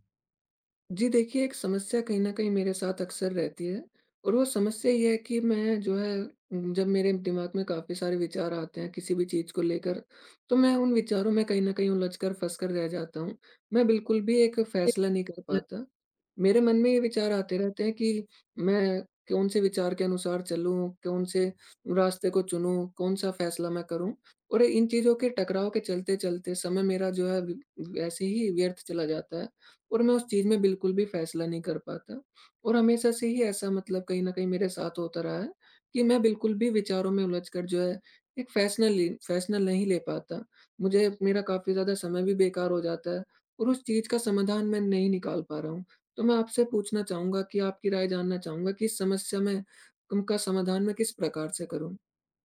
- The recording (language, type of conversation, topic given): Hindi, advice, बहुत सारे विचारों में उलझकर निर्णय न ले पाना
- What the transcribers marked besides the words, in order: other noise; tapping